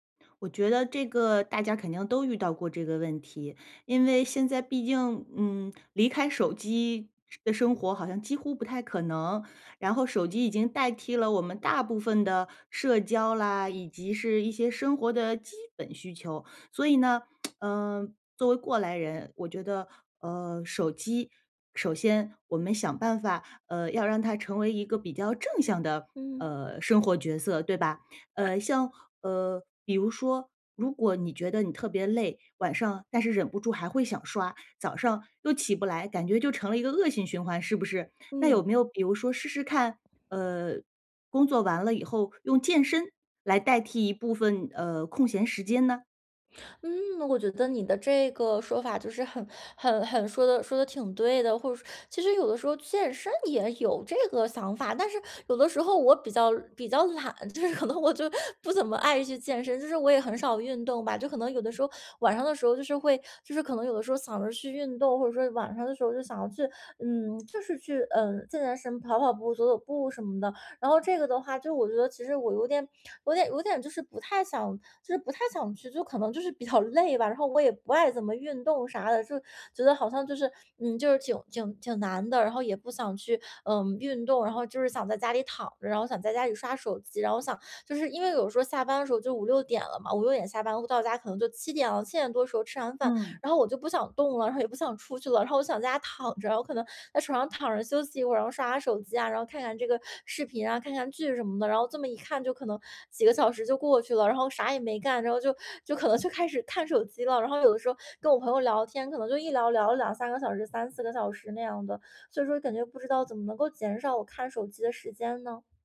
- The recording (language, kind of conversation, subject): Chinese, advice, 睡前如何减少使用手机和其他屏幕的时间？
- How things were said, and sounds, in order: lip smack; laughing while speaking: "就是可能我就不怎么"; laughing while speaking: "比较"; laughing while speaking: "然后我想在家躺着"